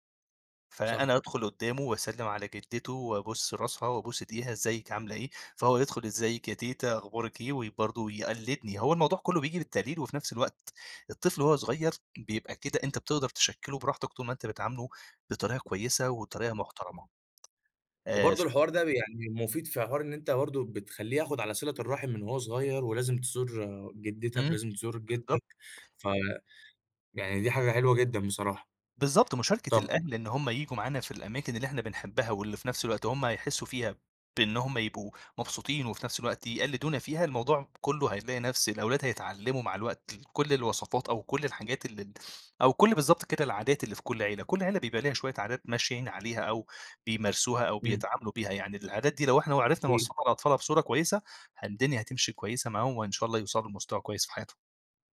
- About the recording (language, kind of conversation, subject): Arabic, podcast, إزاي بتعلّم ولادك وصفات العيلة؟
- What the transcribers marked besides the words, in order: none